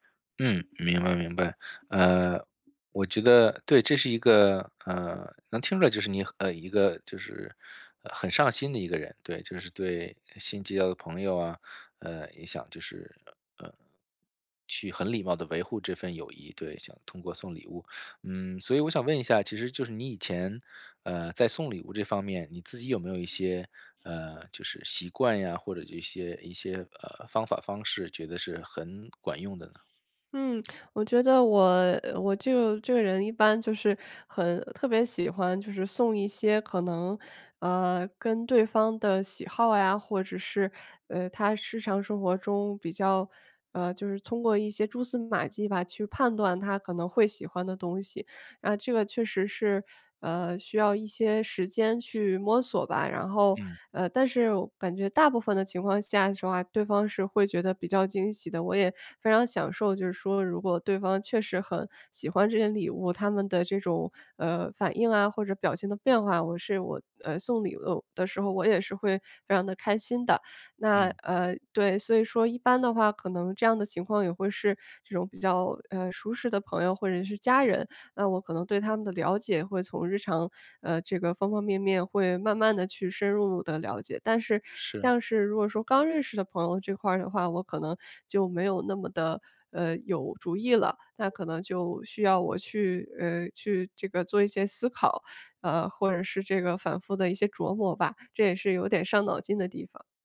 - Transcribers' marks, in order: none
- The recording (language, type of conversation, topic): Chinese, advice, 我该如何为别人挑选合适的礼物？